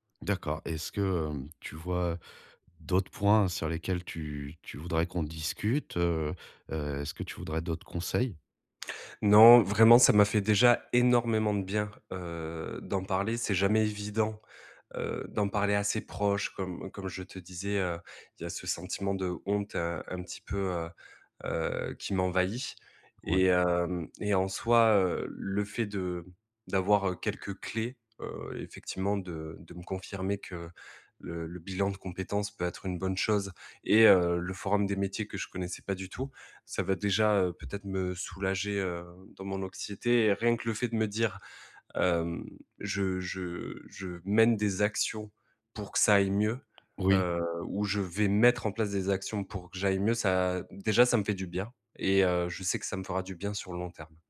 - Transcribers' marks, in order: stressed: "énormément"; other background noise; stressed: "mettre"
- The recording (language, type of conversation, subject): French, advice, Comment puis-je mieux gérer mon anxiété face à l’incertitude ?